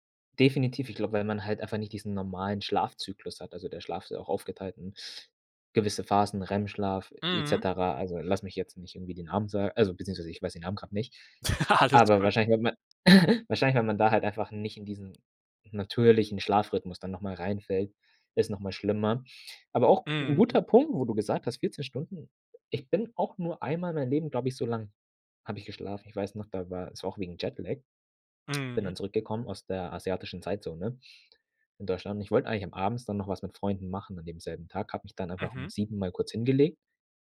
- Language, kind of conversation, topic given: German, podcast, Was hilft dir beim Einschlafen, wenn du nicht zur Ruhe kommst?
- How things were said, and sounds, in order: laugh; laughing while speaking: "Alles gut"; laugh